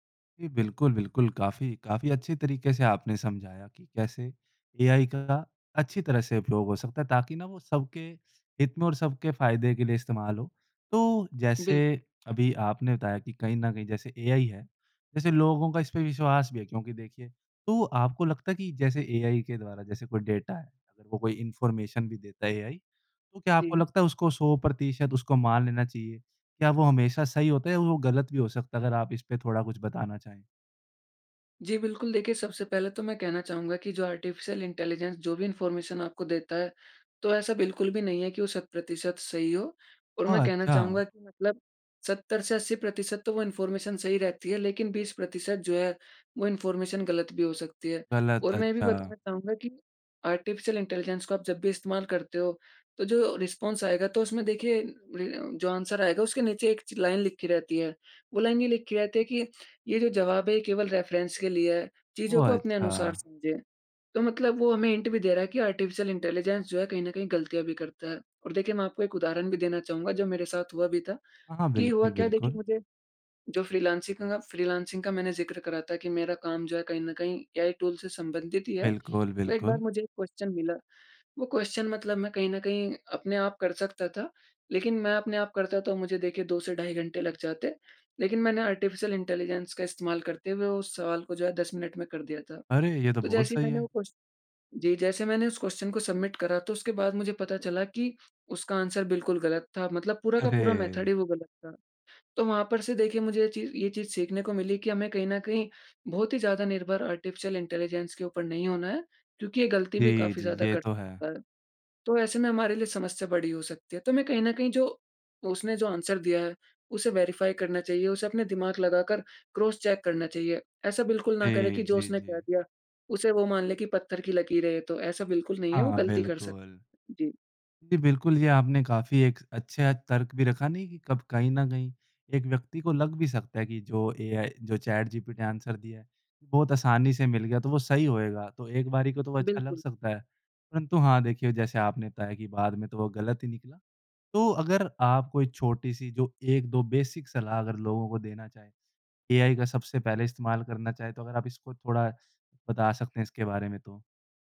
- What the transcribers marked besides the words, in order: in English: "इन्फॉर्मेशन"; in English: "आर्टिफिशियल इंटेलिजेंस"; in English: "इनफार्मेशन"; in English: "इनफार्मेशन"; in English: "इनफार्मेशन"; in English: "आर्टिफिशियल इंटेलिजेंस"; in English: "रिस्पॉन्स"; in English: "आंसर"; in English: "लाइन"; in English: "लाइन"; in English: "रेफरेंस"; in English: "हिंट"; in English: "आर्टिफिशियल इंटेलिजेंस"; in English: "क्वेश्चन"; in English: "क्वेश्चन"; in English: "आर्टिफिशियल इंटेलिजेंस"; in English: "क्वेश्चन"; in English: "क्वेश्चन"; in English: "सबमिट"; in English: "आंसर"; in English: "मेथड"; in English: "आर्टिफिशियल इंटेलिजेंस"; in English: "वेरीफाई"; in English: "क्रॉस चेक"; in English: "बेसिक"
- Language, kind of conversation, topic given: Hindi, podcast, एआई उपकरणों ने आपकी दिनचर्या कैसे बदली है?